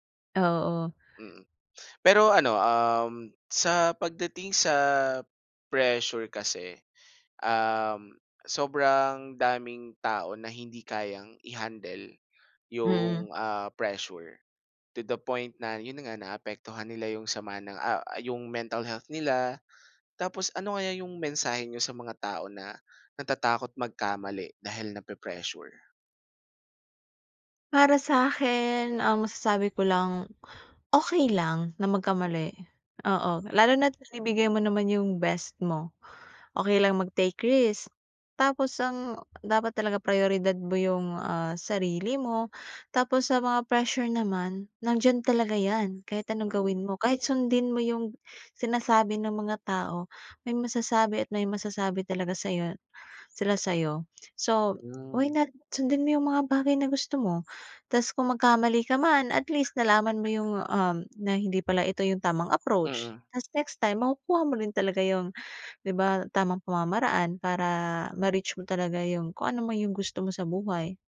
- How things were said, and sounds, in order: other background noise
- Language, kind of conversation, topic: Filipino, podcast, Paano ka humaharap sa pressure ng mga tao sa paligid mo?